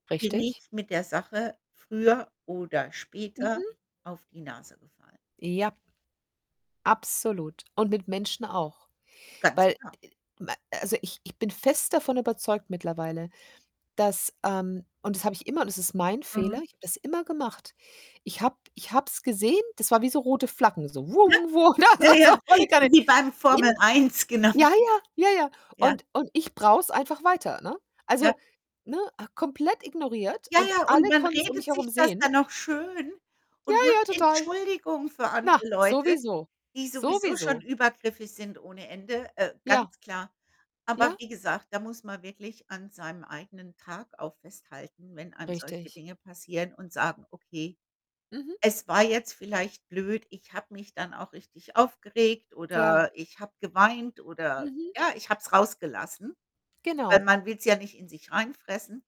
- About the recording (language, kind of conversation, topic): German, unstructured, Wie kannst du in schweren Zeiten Freude finden?
- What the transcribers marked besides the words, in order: other background noise; static; laughing while speaking: "Ja, ja"; other noise; laughing while speaking: "das war so"; laughing while speaking: "Formel 1, genau"; joyful: "Ja, ja, total"